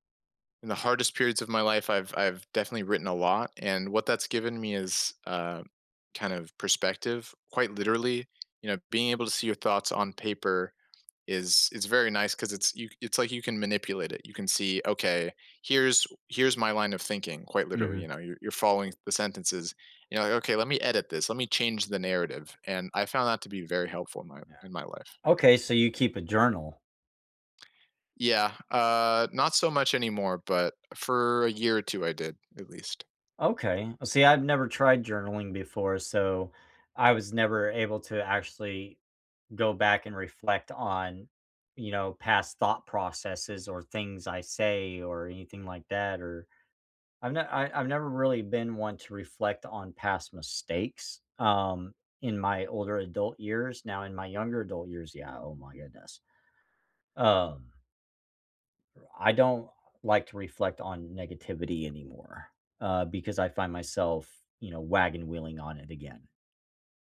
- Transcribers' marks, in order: other background noise; tapping
- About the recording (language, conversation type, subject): English, unstructured, How can you make time for reflection without it turning into rumination?
- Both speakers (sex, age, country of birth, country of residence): male, 25-29, United States, United States; male, 45-49, United States, United States